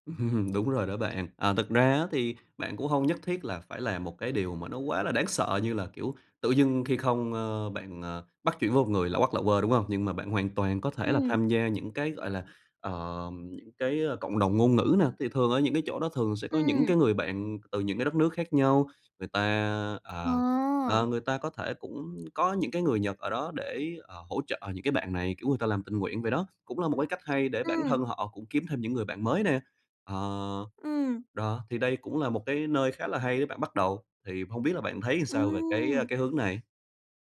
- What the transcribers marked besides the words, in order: laugh; tapping
- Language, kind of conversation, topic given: Vietnamese, advice, Làm sao để kết bạn ở nơi mới?